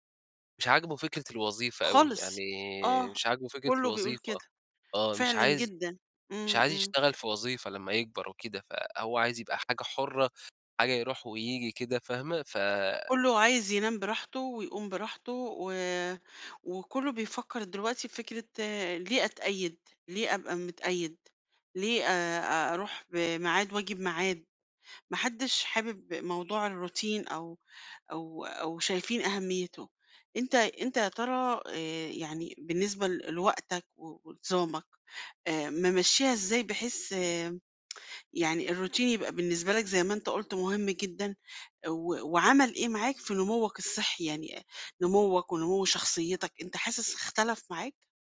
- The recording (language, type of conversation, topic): Arabic, podcast, إزاي تبني روتين صباحي صحي بيدعم نموّك الشخصي؟
- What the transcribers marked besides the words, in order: in English: "الروتين"; tsk; in English: "الروتين"